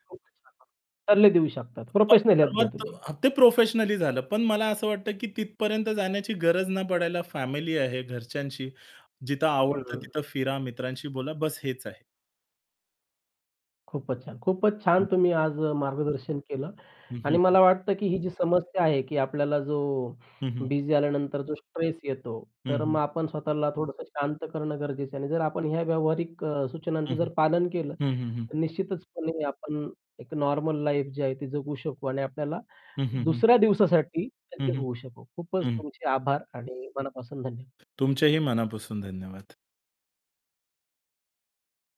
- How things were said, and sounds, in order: unintelligible speech; in English: "प्रोफेशनल"; other background noise; unintelligible speech; in English: "प्रोफेशनली"; distorted speech; static; in English: "लाईफ"
- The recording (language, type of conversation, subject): Marathi, podcast, एक व्यस्त दिवस संपल्यानंतर तुम्ही स्वतःला कसं शांत करता?